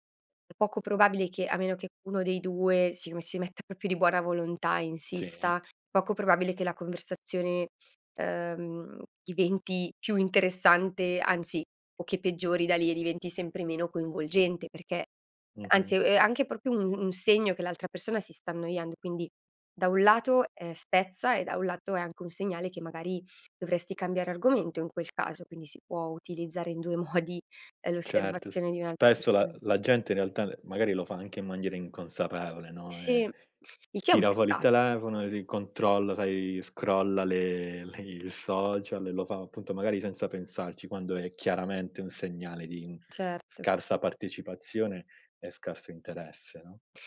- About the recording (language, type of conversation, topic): Italian, podcast, Cosa fai per mantenere una conversazione interessante?
- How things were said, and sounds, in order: "proprio" said as "propio"; "proprio" said as "propio"; laughing while speaking: "modi"